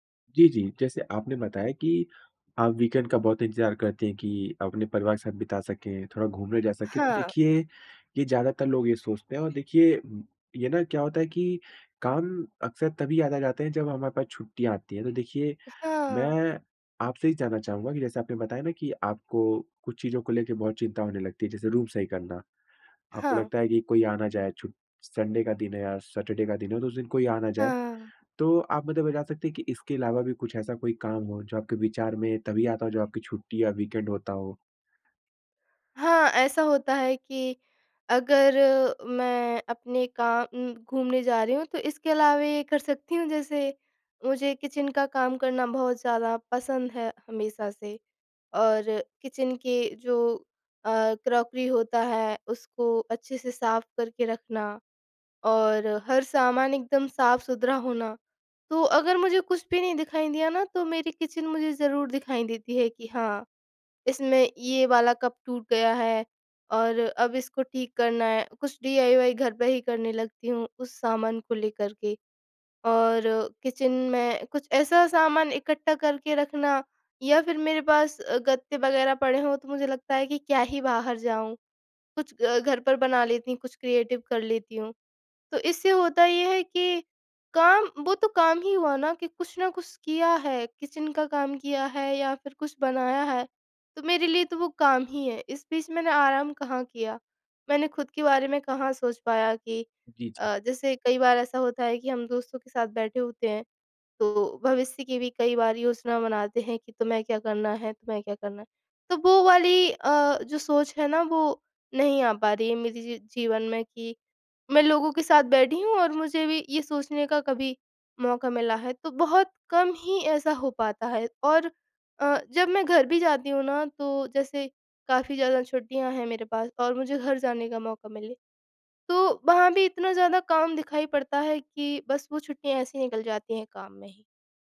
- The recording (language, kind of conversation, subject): Hindi, advice, छुट्टियों या सप्ताहांत में भी काम के विचारों से मन को आराम क्यों नहीं मिल पाता?
- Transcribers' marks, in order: in English: "वीकेंड"; in English: "रूम"; in English: "संडे"; in English: "सैटरडे"; in English: "वीकेंड"; in English: "क्रॉकरी"; in English: "डीआईवाय"; in English: "क्रिएटिव"